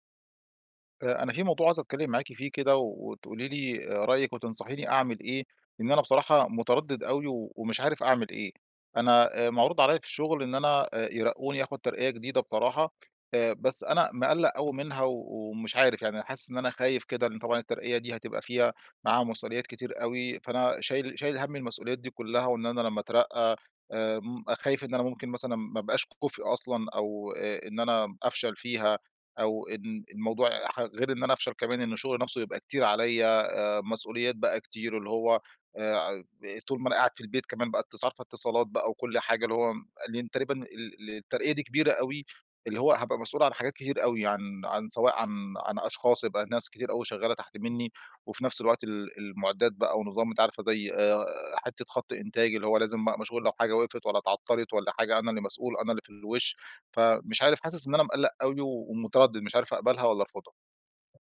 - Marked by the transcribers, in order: tapping
- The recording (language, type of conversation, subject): Arabic, advice, إزاي أقرر أقبل ترقية بمسؤوليات زيادة وأنا متردد؟